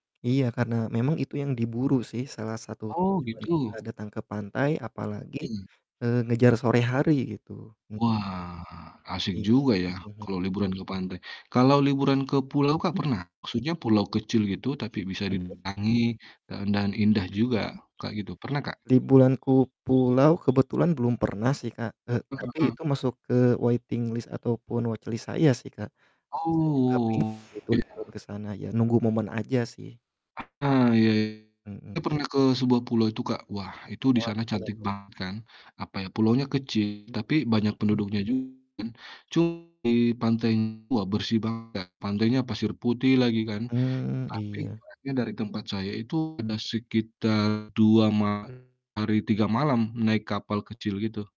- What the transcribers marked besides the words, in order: distorted speech; other background noise; in English: "waiting list"; in English: "watch list"; static; tapping
- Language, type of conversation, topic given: Indonesian, unstructured, Apa tempat liburan favoritmu, dan mengapa?